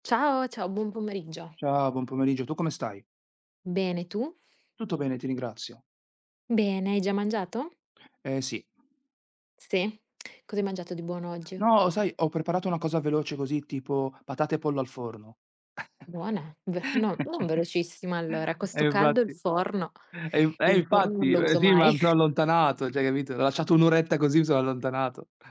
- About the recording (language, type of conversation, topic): Italian, unstructured, Hai un ricordo speciale legato a un pasto in famiglia?
- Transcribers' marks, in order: other background noise; chuckle; "cioè" said as "ceh"; chuckle